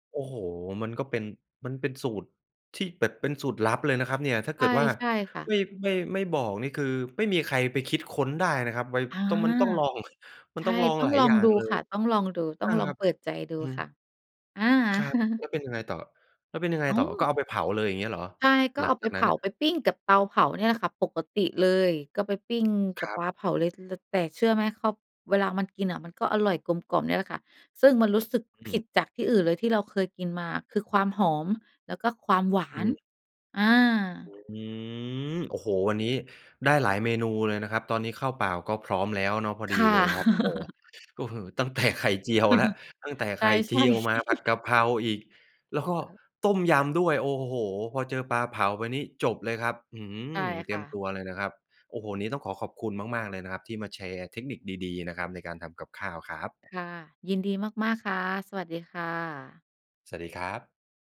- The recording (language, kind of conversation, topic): Thai, podcast, ช่วยเล่าเรื่องสูตรอาหารประจำบ้านของคุณให้ฟังหน่อยได้ไหม?
- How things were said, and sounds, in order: chuckle; drawn out: "อืม"; chuckle; laughing while speaking: "แต่"; chuckle; laughing while speaking: "ใช่ ๆ ๆ"